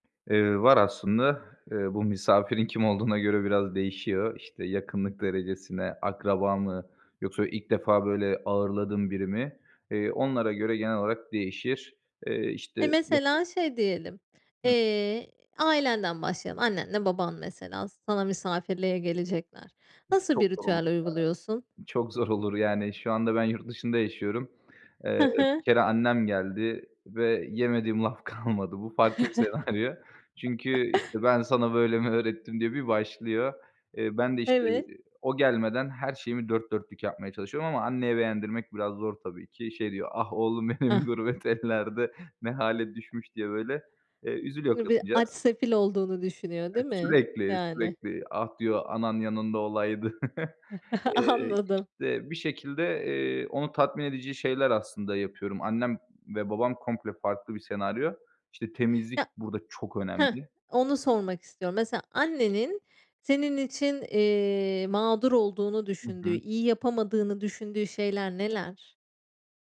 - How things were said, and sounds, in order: other background noise; unintelligible speech; laughing while speaking: "kalmadı"; laughing while speaking: "senaryo"; chuckle; laughing while speaking: "benim, gurbet ellerde"; chuckle; laughing while speaking: "Anladım"
- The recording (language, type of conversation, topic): Turkish, podcast, Misafir gelince uyguladığın ritüeller neler?